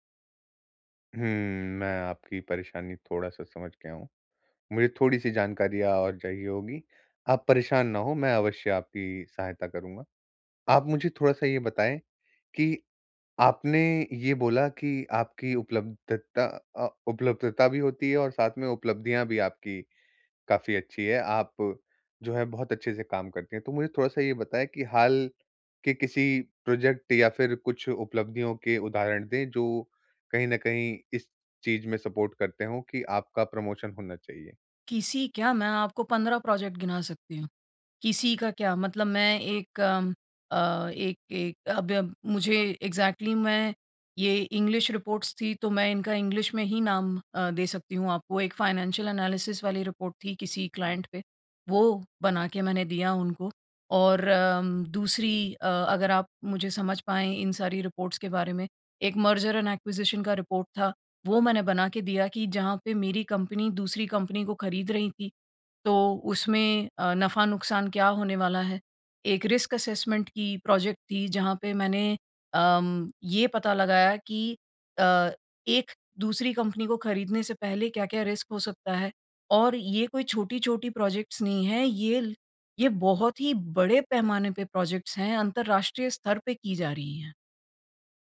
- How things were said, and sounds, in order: in English: "प्रोजेक्ट"; in English: "सपोर्ट"; in English: "प्रमोशन"; in English: "प्रोजेक्ट"; in English: "एक्जेक्टली"; in English: "इंग्लिश रिपोर्ट्स"; in English: "इंग्लिश"; in English: "फाइनेंशियल एनालिसिस"; in English: "रिपोर्ट"; in English: "क्लाइंट"; in English: "रिपोर्ट्स"; in English: "मर्जर एंड एक्विजिशन"; in English: "रिपोर्ट"; in English: "रिस्क असेसमेंट"; in English: "प्रोजेक्ट"; in English: "प्रोजेक्ट्स"; in English: "प्रोजेक्ट्स"
- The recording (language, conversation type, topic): Hindi, advice, बॉस से तनख्वाह या पदोन्नति पर बात कैसे करें?